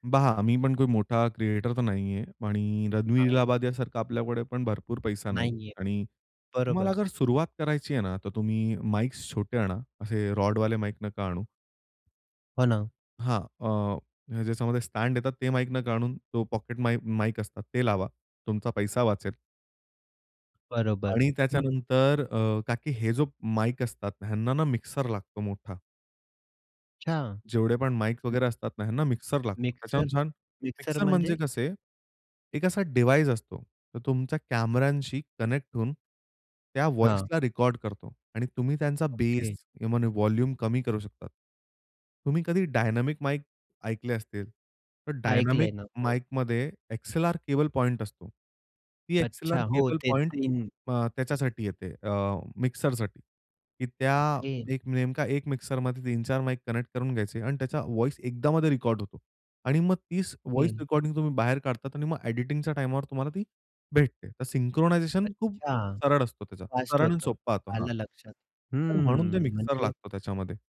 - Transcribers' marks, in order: "पहा" said as "बहा"; tapping; other background noise; in English: "डिव्हाइस"; in English: "व्हॉइसला"; in English: "बेस"; in English: "व्हॉल्युम"; in English: "डायनामिक"; in English: "डायनामिक"; other noise; in English: "व्हॉइस"; in English: "व्हॉइस"; in English: "सिंक्रोनायझेशन"
- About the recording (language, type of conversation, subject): Marathi, podcast, पॉडकास्ट किंवा व्हिडिओ बनवायला तुम्ही कशी सुरुवात कराल?